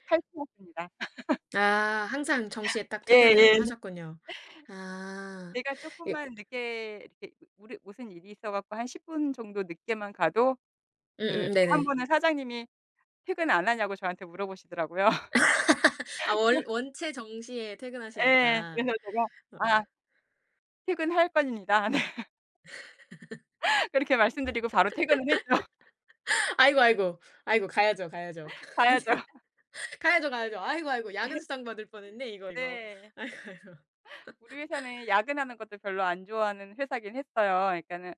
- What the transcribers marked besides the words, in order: laugh; tapping; other background noise; laugh; laughing while speaking: "어"; laughing while speaking: "네"; laugh; laughing while speaking: "했죠"; laugh; laughing while speaking: "가야죠"; laugh; laughing while speaking: "아이고, 아이고"; laugh
- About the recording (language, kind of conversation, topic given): Korean, podcast, 일과 삶의 균형을 어떻게 지키고 계신가요?